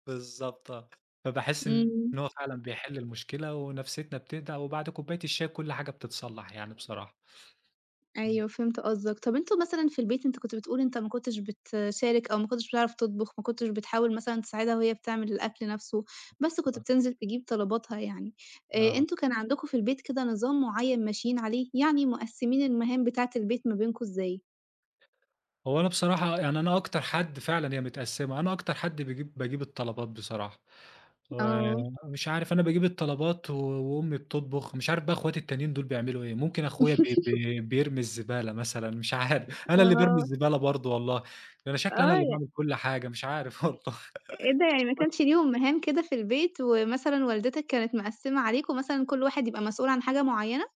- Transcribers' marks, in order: tapping; laugh; laughing while speaking: "والله"; unintelligible speech
- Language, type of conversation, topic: Arabic, podcast, أي وصفة بتحس إنها بتلم العيلة حوالين الطاولة؟